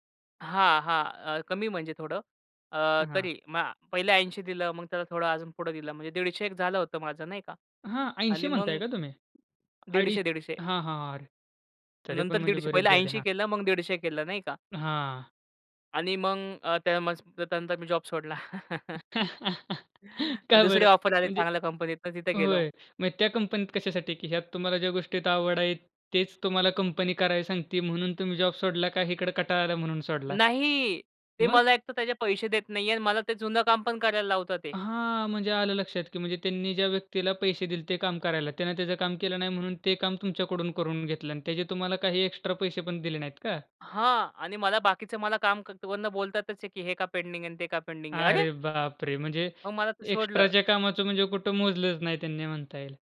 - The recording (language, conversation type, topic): Marathi, podcast, तुमची आवड कशी विकसित झाली?
- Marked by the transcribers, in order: other noise; tapping; unintelligible speech; laugh; laughing while speaking: "का बरं?"; chuckle; drawn out: "नाही"; in English: "पेंडिंग"; in English: "पेंडिंग"; laughing while speaking: "अरे बाप रे!"; surprised: "अरे!"